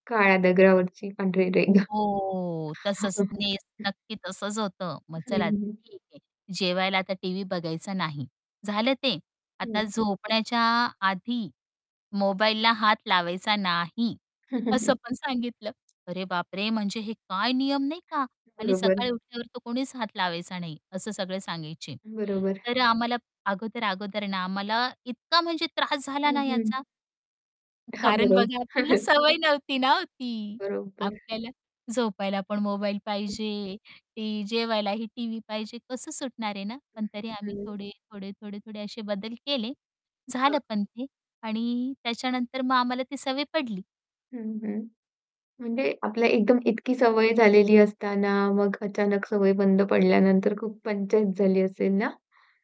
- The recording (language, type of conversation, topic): Marathi, podcast, तुमच्या घरात टेलिव्हिजन आणि मोबाईल वापरण्याची वेळ तुम्ही कशी ठरवता?
- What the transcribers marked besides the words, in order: static; drawn out: "हो"; other background noise; chuckle; distorted speech; stressed: "नाही"; laughing while speaking: "हं, हं, हं"; laughing while speaking: "आपल्याला सवय नव्हती ना"; chuckle; tapping